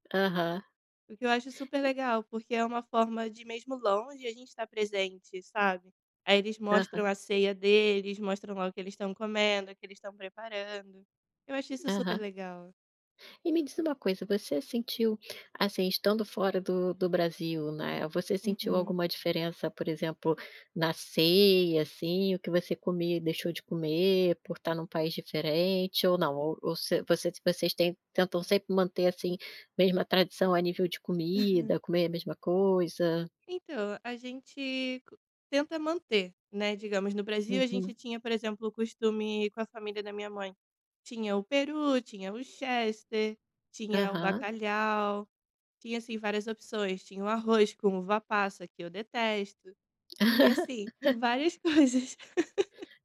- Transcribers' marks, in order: tapping; other background noise; laugh; chuckle; laughing while speaking: "coisas"; laugh
- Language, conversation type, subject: Portuguese, podcast, Você pode me contar uma tradição da sua família que você adora?